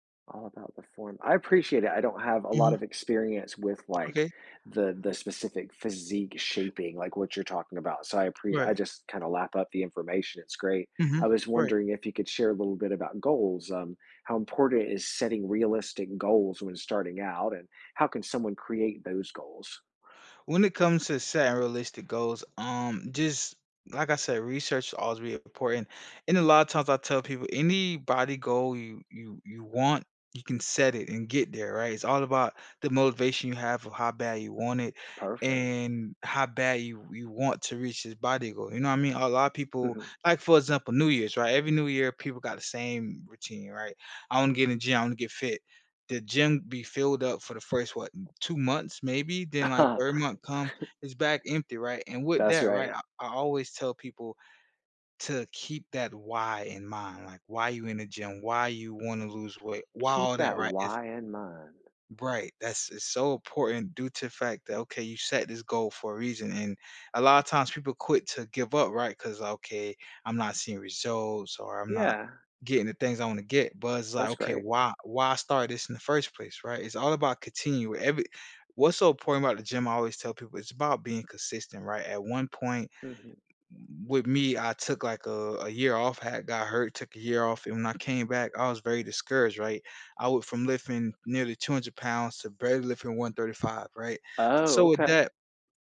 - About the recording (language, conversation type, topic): English, podcast, What are some effective ways to build a lasting fitness habit as a beginner?
- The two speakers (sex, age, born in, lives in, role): male, 30-34, United States, United States, guest; male, 50-54, United States, United States, host
- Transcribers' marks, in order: chuckle